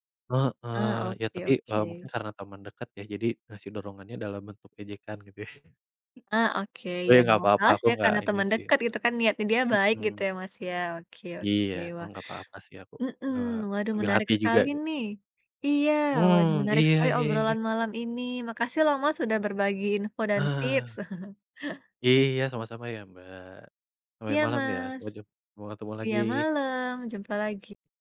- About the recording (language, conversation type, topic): Indonesian, unstructured, Apa tantangan terbesar saat mencoba menjalani hidup sehat?
- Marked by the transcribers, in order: chuckle; chuckle